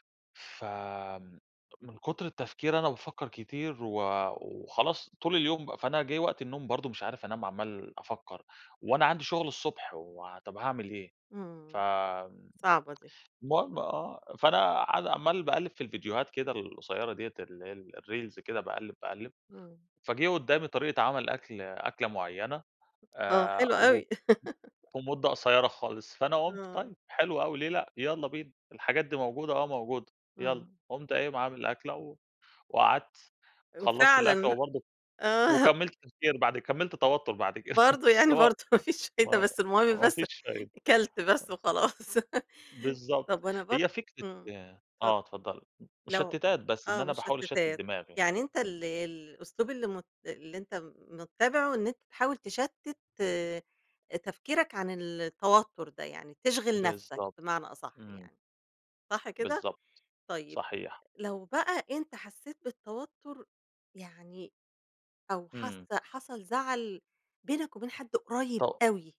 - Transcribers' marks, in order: in English: "الreels"; tapping; laugh; laughing while speaking: "آه"; laughing while speaking: "برضه ما فيش فايدة، بس المهم بس أكلت بس وخلاص"; chuckle; laugh
- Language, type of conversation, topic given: Arabic, podcast, إيه العادات اللي بتعملها عشان تقلّل التوتر؟